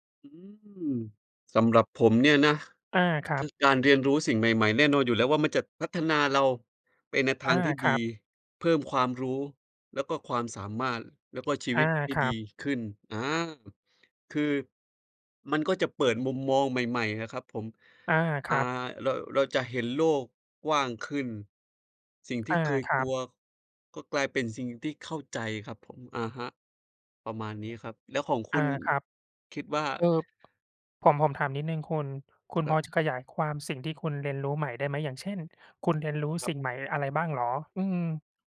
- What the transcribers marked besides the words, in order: none
- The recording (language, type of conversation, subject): Thai, unstructured, การเรียนรู้สิ่งใหม่ๆ ทำให้ชีวิตของคุณดีขึ้นไหม?